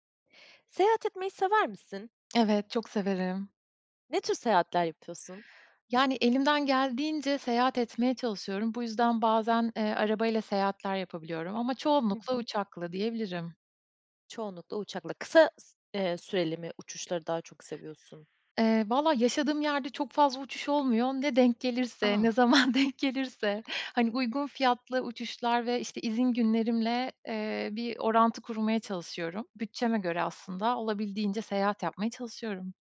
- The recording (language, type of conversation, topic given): Turkish, podcast, En unutulmaz seyahatini nasıl geçirdin, biraz anlatır mısın?
- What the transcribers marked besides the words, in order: other background noise; laughing while speaking: "zaman denk"